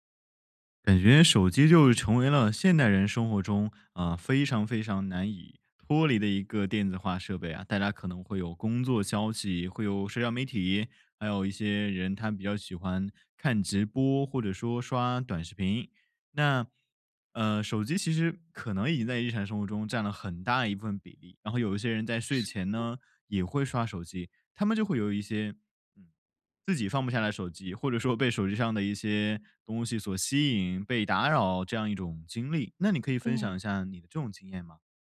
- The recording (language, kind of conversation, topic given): Chinese, podcast, 你平时怎么避免睡前被手机打扰？
- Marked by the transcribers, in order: other background noise; laughing while speaking: "说"